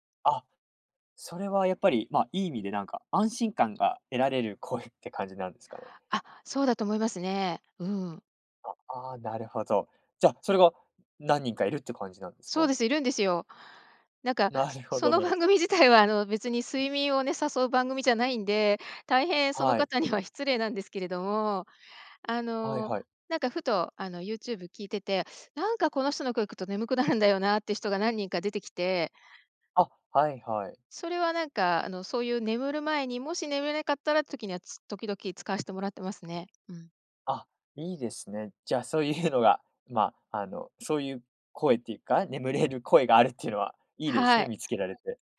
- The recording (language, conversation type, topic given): Japanese, podcast, 睡眠前のルーティンはありますか？
- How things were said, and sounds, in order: none